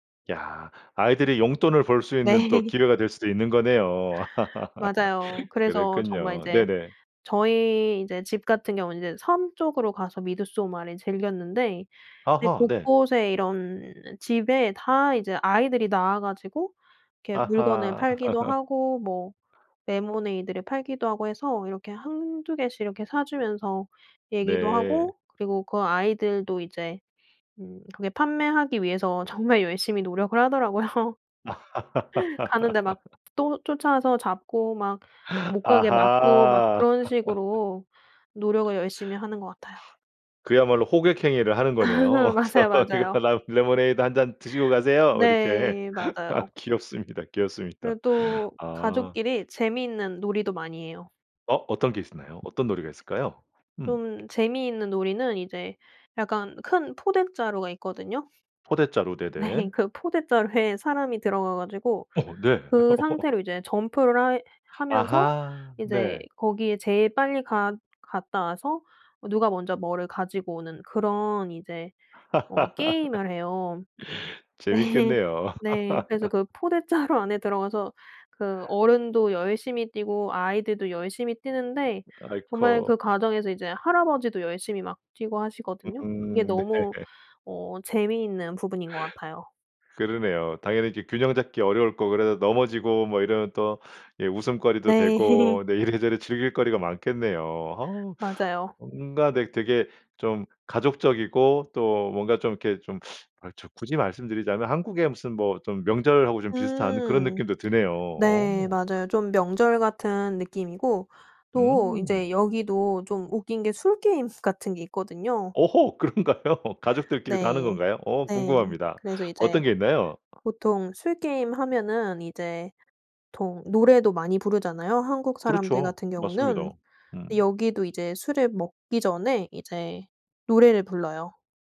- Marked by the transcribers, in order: laughing while speaking: "네"; laugh; laugh; laugh; laughing while speaking: "하더라고요"; laugh; laugh; other background noise; laughing while speaking: "어서 이거"; laugh; laugh; laughing while speaking: "귀엽습니다, 귀엽습니다"; tapping; laughing while speaking: "네. 그 포대 자루에"; laugh; laugh; laughing while speaking: "자루"; laugh; laugh; teeth sucking; laugh; laughing while speaking: "그런가요?"
- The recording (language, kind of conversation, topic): Korean, podcast, 고향에서 열리는 축제나 행사를 소개해 주실 수 있나요?